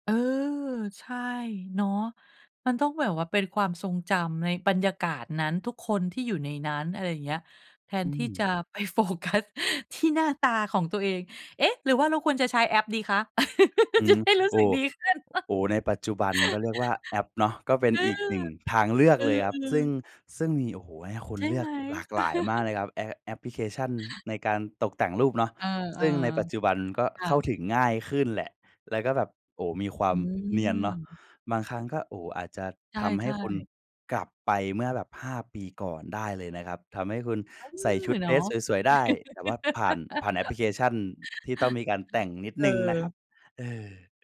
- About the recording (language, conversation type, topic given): Thai, advice, คุณรู้สึกไม่สบายใจกับรูปของตัวเองบนสื่อสังคมออนไลน์หรือไม่?
- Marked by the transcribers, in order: laughing while speaking: "ไปโฟกัส"; laugh; laughing while speaking: "จะได้รู้สึกดีขึ้น"; laugh; laugh; tapping; laugh